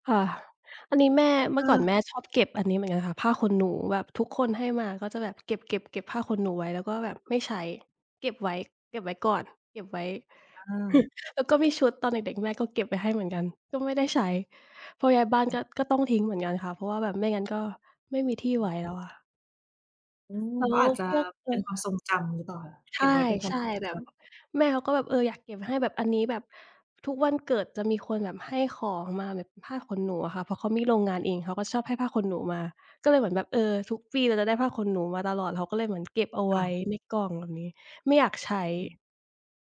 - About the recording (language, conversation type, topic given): Thai, unstructured, ทำไมบางคนถึงชอบเก็บของที่ดูเหมือนจะเน่าเสียไว้?
- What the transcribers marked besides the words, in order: other noise; tapping